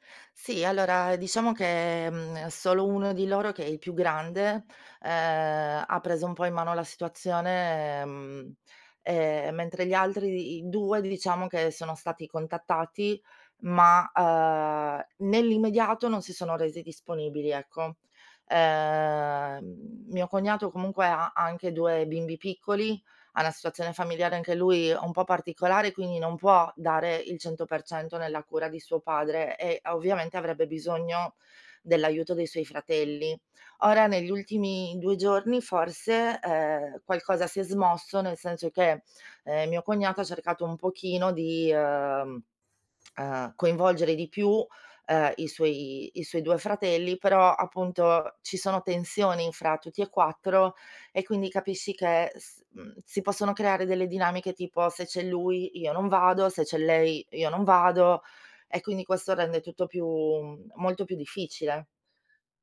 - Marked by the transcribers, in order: "una" said as "na"; tsk; other background noise
- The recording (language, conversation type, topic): Italian, advice, Come possiamo chiarire e distribuire ruoli e responsabilità nella cura di un familiare malato?